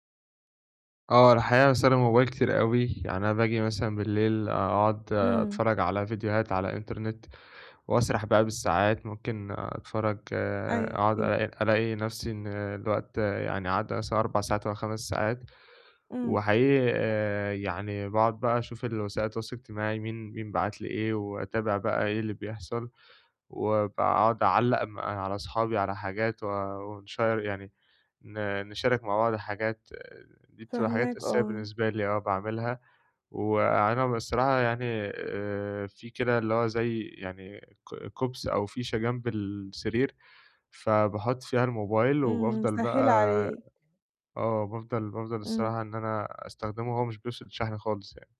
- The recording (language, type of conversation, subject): Arabic, advice, إزاي أعمل روتين مسائي يخلّيني أنام بهدوء؟
- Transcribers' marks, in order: distorted speech; in English: "ونشيّر"